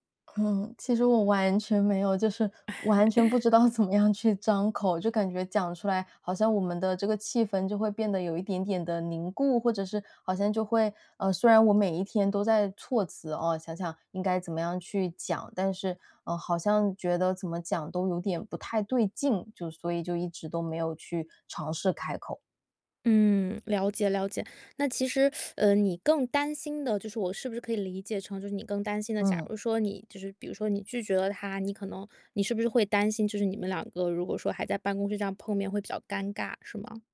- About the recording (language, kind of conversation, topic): Chinese, advice, 如何在不伤害感情的情况下对朋友说不？
- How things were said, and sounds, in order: chuckle; laughing while speaking: "道"; other background noise; teeth sucking